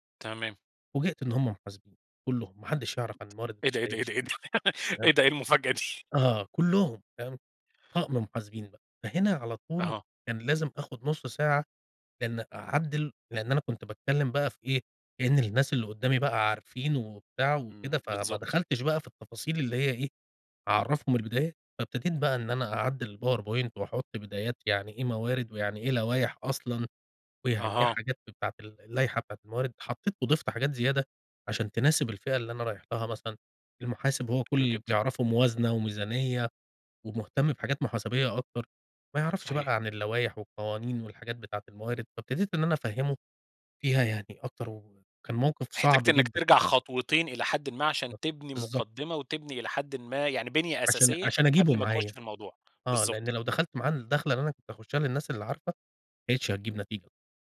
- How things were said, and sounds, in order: laugh; laughing while speaking: "دي؟"
- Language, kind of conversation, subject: Arabic, podcast, بتحس بالخوف لما تعرض شغلك قدّام ناس؟ بتتعامل مع ده إزاي؟